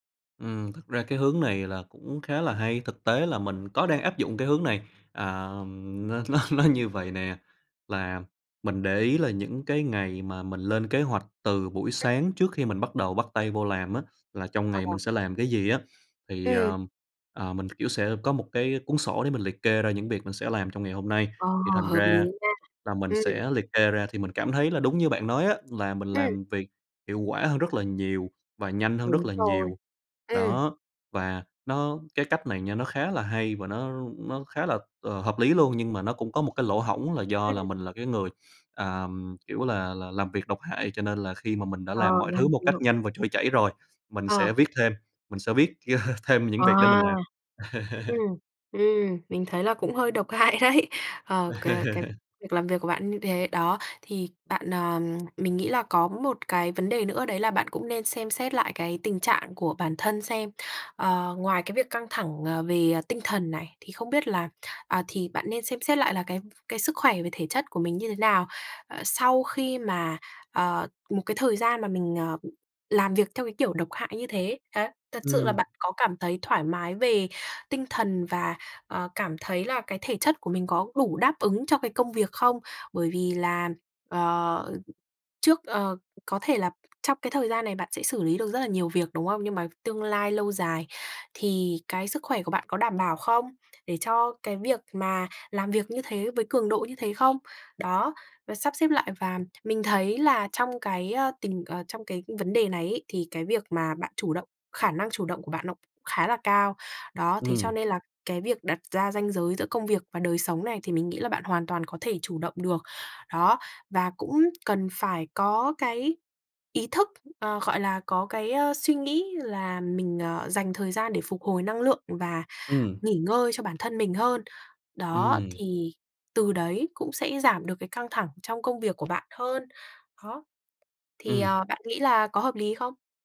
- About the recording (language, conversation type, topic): Vietnamese, advice, Bạn đang căng thẳng như thế nào vì thiếu thời gian, áp lực công việc và việc cân bằng giữa công việc với cuộc sống?
- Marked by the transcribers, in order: laughing while speaking: "nó nó"; unintelligible speech; tapping; other background noise; chuckle; laughing while speaking: "hại đấy"; laugh; other noise